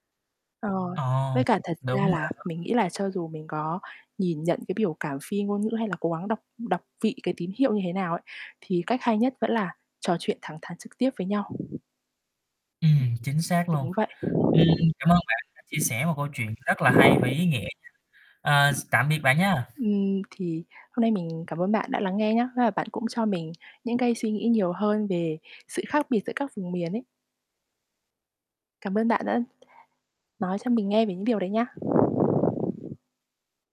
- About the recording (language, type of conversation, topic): Vietnamese, podcast, Bạn thường đọc và hiểu các tín hiệu phi ngôn ngữ của người khác như thế nào?
- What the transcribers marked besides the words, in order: static; tapping; distorted speech; wind; other background noise